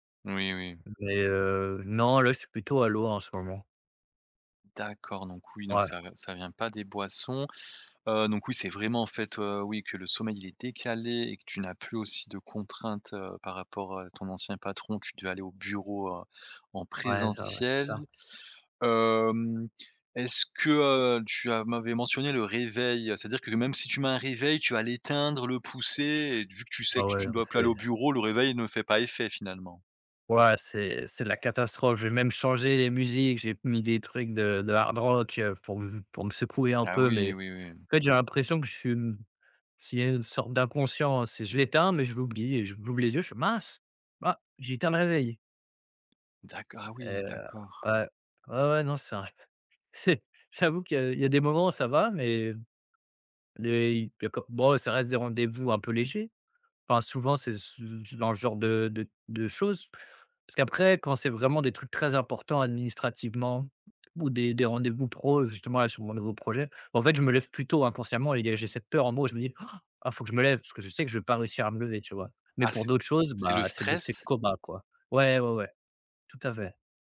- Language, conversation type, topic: French, advice, Incapacité à se réveiller tôt malgré bonnes intentions
- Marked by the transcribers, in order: drawn out: "Hem"; chuckle; other background noise